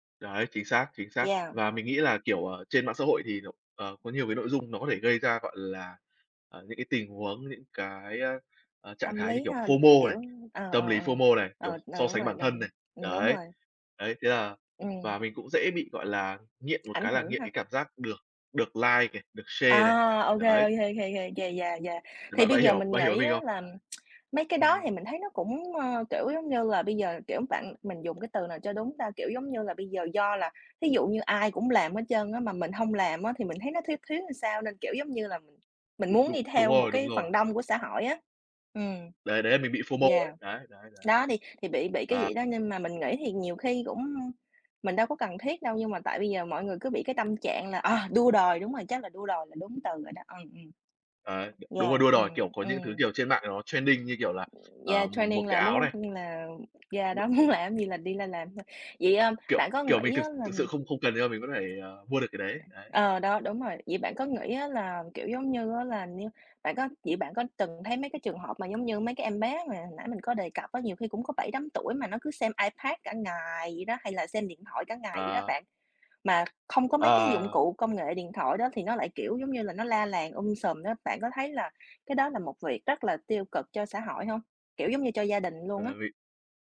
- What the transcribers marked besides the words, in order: other background noise; tapping; in English: "FOMO"; in English: "FOMO"; in English: "like"; in English: "share"; lip smack; in English: "FOMO"; in English: "trending"; other noise; in English: "trending"; laughing while speaking: "muốn làm"
- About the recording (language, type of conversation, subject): Vietnamese, unstructured, Bạn nghĩ sao về việc dùng điện thoại quá nhiều mỗi ngày?